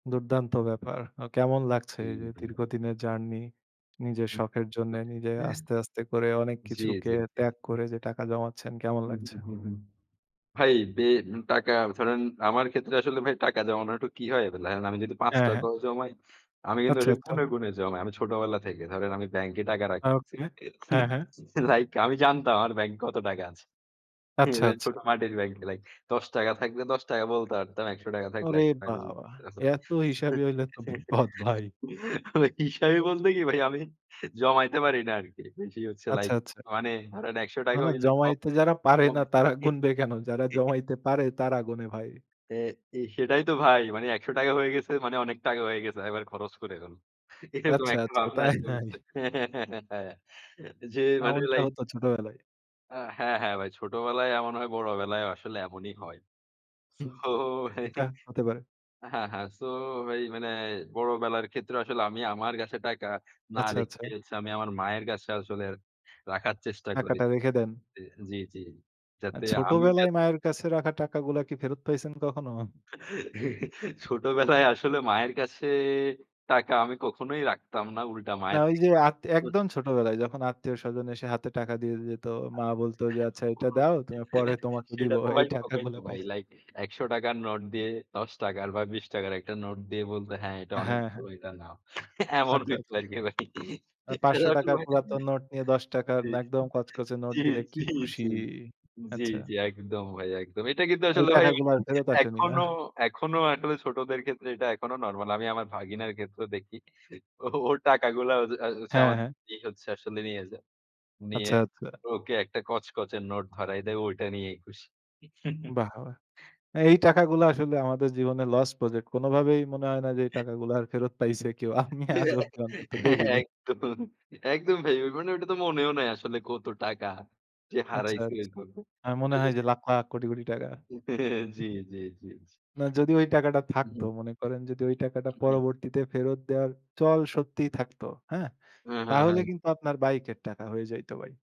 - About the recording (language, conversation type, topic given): Bengali, unstructured, স্বপ্ন পূরণের জন্য টাকা জমানোর অভিজ্ঞতা আপনার কেমন ছিল?
- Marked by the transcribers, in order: chuckle; chuckle; scoff; surprised: "ওরে বাবা!"; laughing while speaking: "এত হিসাবি হইলে তো বিপদ ভাই"; other background noise; laugh; laughing while speaking: "হিসাবি বলতে কি ভাই আমি জমাইতে পারি না আরকি"; laughing while speaking: "জমাইতে যারা পারে না তারা গুণবে কেন?"; laugh; laughing while speaking: "তাই, তাই"; laugh; laugh; breath; laugh; laugh; laughing while speaking: "এই টাকা গুলা পাইছেন?"; laughing while speaking: "এমন হইত আরকি ভাই। জি, জি, জি, জি, জি"; laughing while speaking: "ওর টাকাগুলো"; laugh; laughing while speaking: "আমি আজ অবধি অন্তত দেখিনি"; laughing while speaking: "একদম, একদম ভাই"; laughing while speaking: "হ্যাঁ, জি, জি, জি"